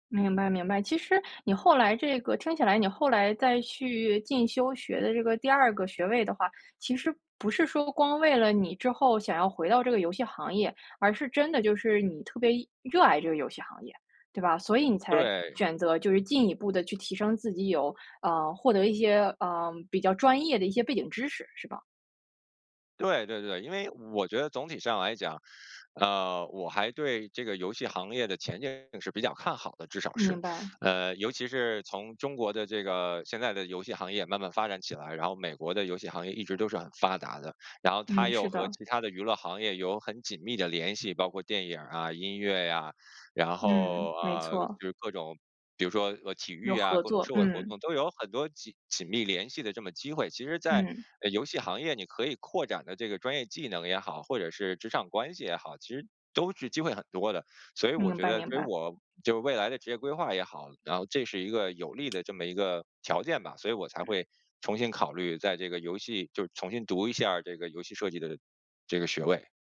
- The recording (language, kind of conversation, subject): Chinese, podcast, 假如没有经济压力，你会做什么工作？
- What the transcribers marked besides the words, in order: other noise